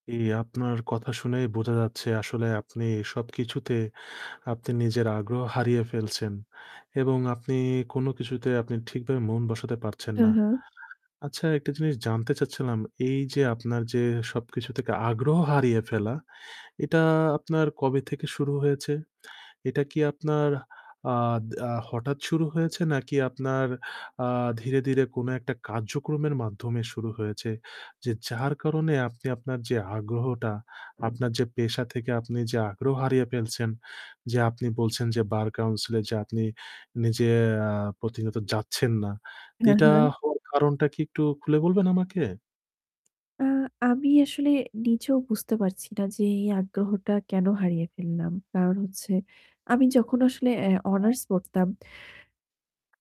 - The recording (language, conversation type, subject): Bengali, advice, আগে যে জিনিসগুলো ভালো লাগত, এখন সেগুলোতে আপনার আগ্রহ কমে যাওয়ার কারণ কী?
- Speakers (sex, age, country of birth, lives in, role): female, 45-49, Bangladesh, Bangladesh, user; male, 25-29, Bangladesh, Bangladesh, advisor
- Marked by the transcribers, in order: static; other noise; other background noise; distorted speech